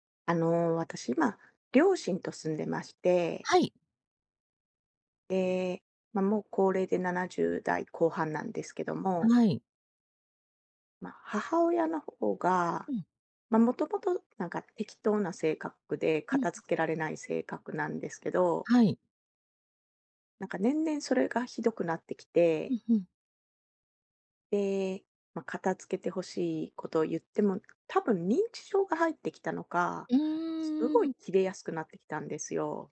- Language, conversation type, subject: Japanese, advice, 家族とのコミュニケーションを改善するにはどうすればよいですか？
- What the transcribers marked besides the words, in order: none